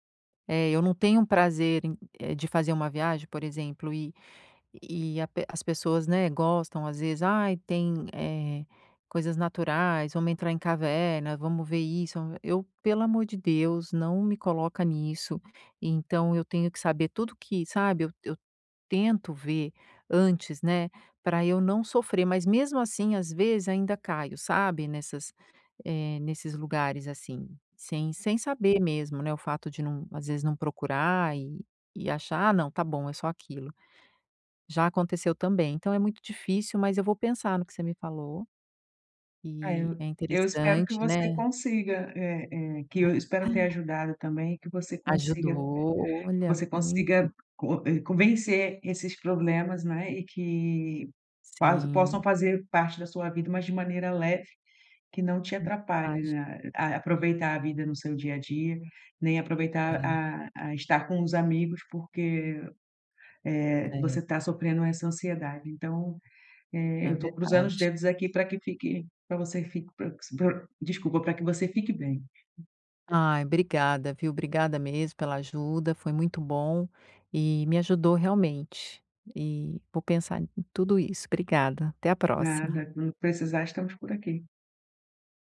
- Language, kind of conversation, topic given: Portuguese, advice, Como posso ficar mais tranquilo ao explorar novos lugares quando sinto ansiedade?
- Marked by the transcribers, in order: tapping; other background noise; unintelligible speech; other noise